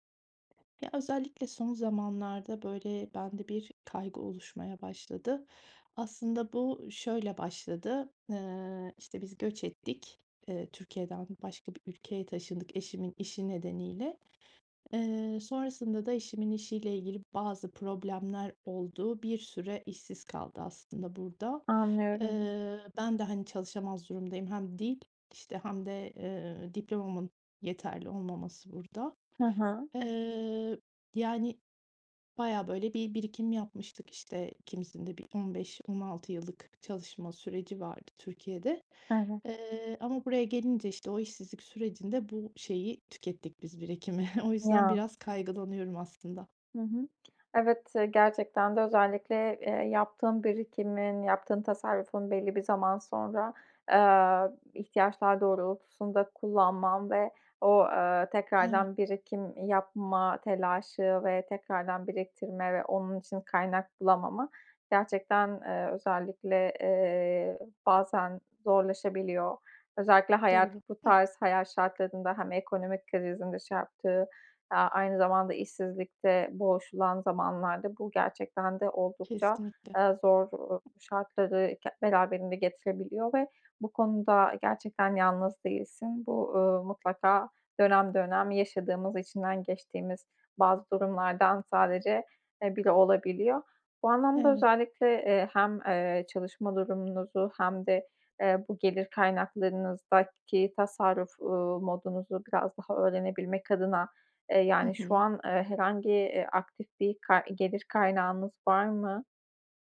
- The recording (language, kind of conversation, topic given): Turkish, advice, Gelecek için para biriktirmeye nereden başlamalıyım?
- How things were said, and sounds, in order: other background noise; laughing while speaking: "birikimi"; tapping